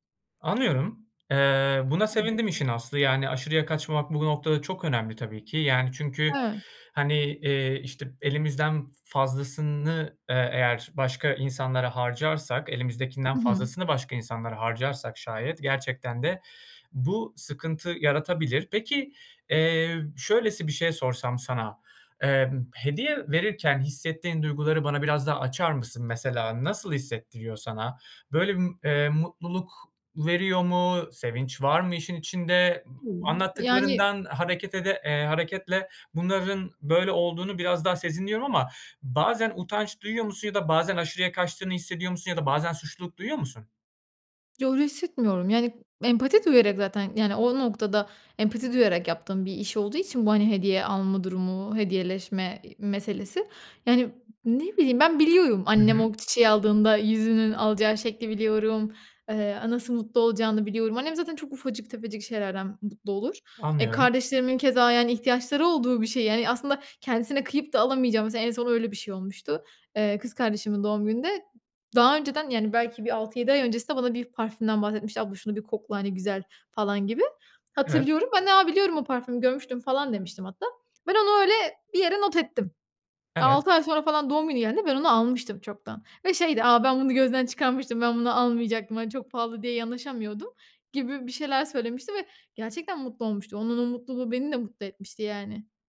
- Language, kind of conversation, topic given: Turkish, advice, Hediyeler için aşırı harcama yapıyor ve sınır koymakta zorlanıyor musunuz?
- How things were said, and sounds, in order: other background noise; unintelligible speech; unintelligible speech